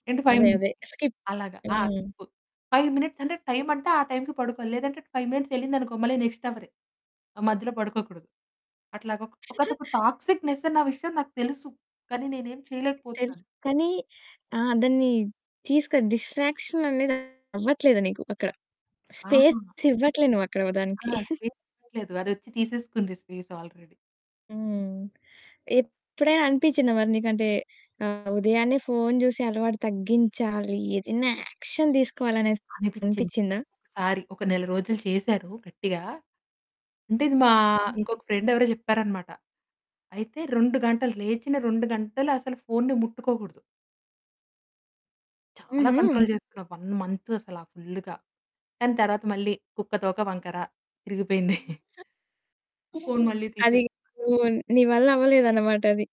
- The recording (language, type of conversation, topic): Telugu, podcast, లేచిన వెంటనే మీరు ఫోన్ చూస్తారా?
- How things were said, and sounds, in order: distorted speech; in English: "ఫైవ్ మినిట్స్"; in English: "స్కిప్"; in English: "ఫైవ్ మినిట్స్"; other background noise; in English: "ఫైవ్ మినిట్స్"; in English: "నెక్స్ట్"; chuckle; in English: "టాక్సిక్‌నెస్"; in English: "డిస్ట్రాక్షన్"; in English: "స్పేస్"; in English: "స్పేస్"; chuckle; in English: "స్పేస్ ఆల్రెడీ"; in English: "యాక్షన్"; stressed: "యాక్షన్"; in English: "ఫ్రెండ్"; in English: "కంట్రోల్"; in English: "వన్ మంత్"; laughing while speaking: "తిరిగిపోయింది"